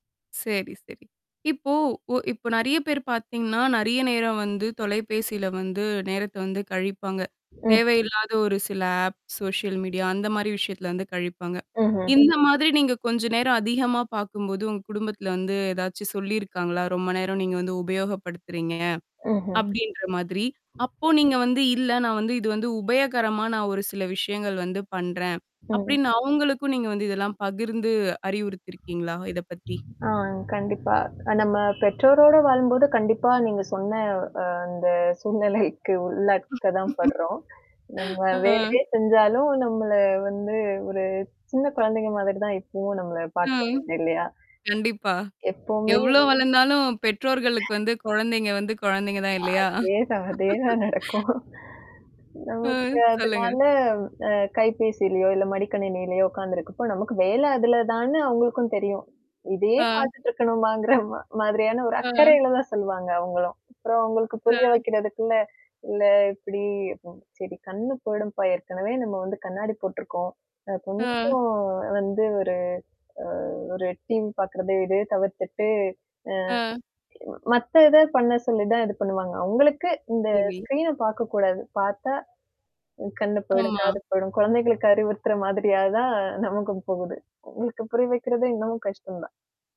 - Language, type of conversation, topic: Tamil, podcast, உங்களுக்கு அதிகம் உதவிய உற்பத்தித் திறன் செயலிகள் எவை என்று சொல்ல முடியுமா?
- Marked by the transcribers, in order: distorted speech; in English: "ஆப் சோஷியல் மீடியா"; static; other background noise; other noise; tapping; horn; laughing while speaking: "சூழ்நிலைக்கு உள்ளக்க தான் படுறோம்"; laughing while speaking: "ஆ"; laughing while speaking: "ம். கண்டிப்பா. எவ்ளோ வளர்ந்தாலும் பெற்றோர்களுக்கு வந்து குழந்தைங்க வந்து குழந்தைங்க தான் இல்லையா?"; laughing while speaking: "அதேதான் நடக்கும்"; laughing while speaking: "ஆ, சொல்லுங்க"; in English: "டீம்"; in English: "ஸ்க்ரீன்"